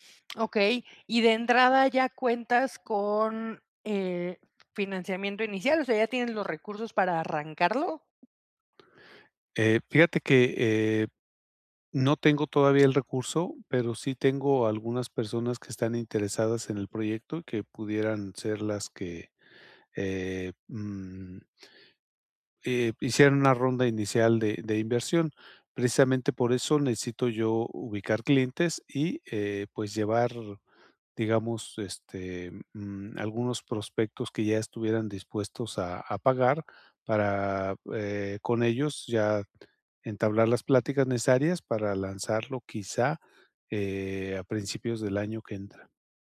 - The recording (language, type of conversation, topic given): Spanish, advice, ¿Cómo puedo validar si mi idea de negocio tiene un mercado real?
- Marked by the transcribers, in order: other background noise